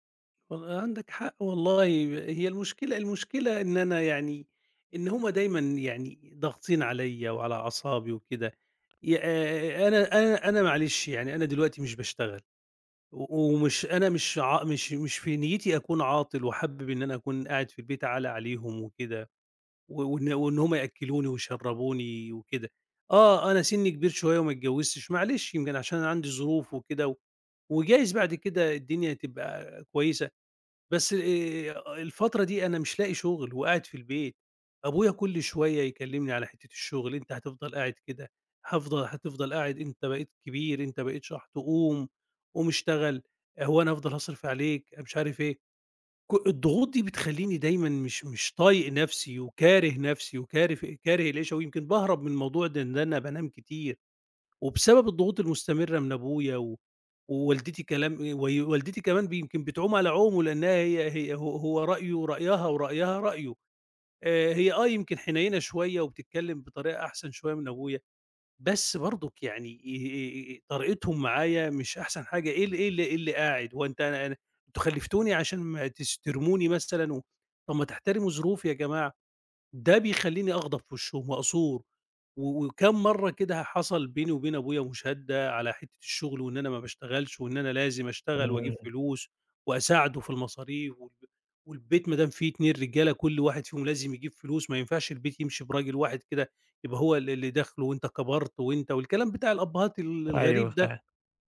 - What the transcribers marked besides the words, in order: none
- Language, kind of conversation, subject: Arabic, advice, إزاي أتعامل مع انفجار غضبي على أهلي وبَعدين إحساسي بالندم؟